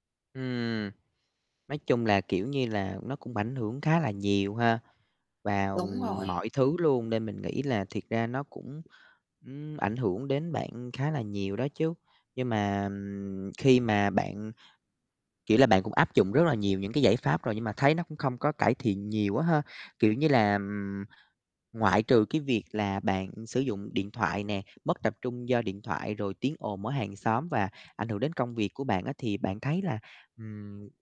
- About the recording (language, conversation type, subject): Vietnamese, advice, Làm sao để duy trì sự tập trung liên tục khi học hoặc làm việc?
- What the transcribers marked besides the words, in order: static; tapping